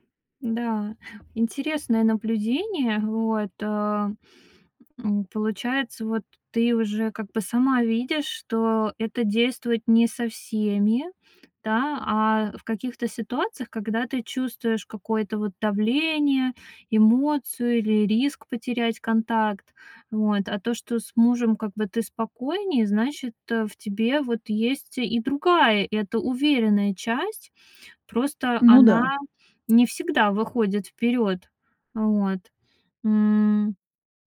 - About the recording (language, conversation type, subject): Russian, advice, Почему я всегда извиняюсь, даже когда не виноват(а)?
- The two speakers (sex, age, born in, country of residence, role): female, 30-34, Russia, Estonia, advisor; female, 40-44, Russia, Hungary, user
- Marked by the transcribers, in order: tapping